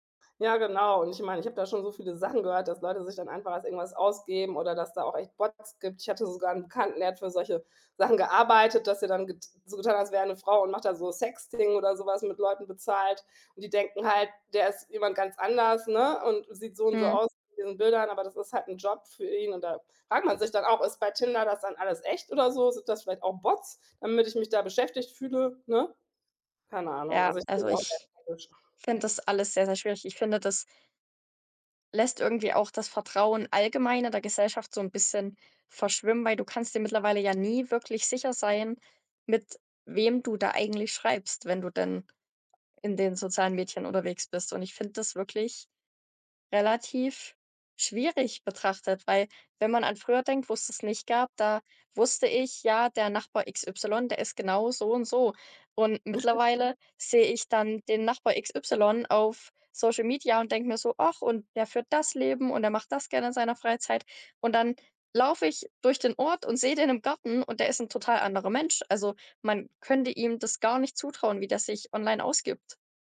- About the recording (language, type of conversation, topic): German, unstructured, Wie verändern soziale Medien unsere Gemeinschaft?
- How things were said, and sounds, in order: unintelligible speech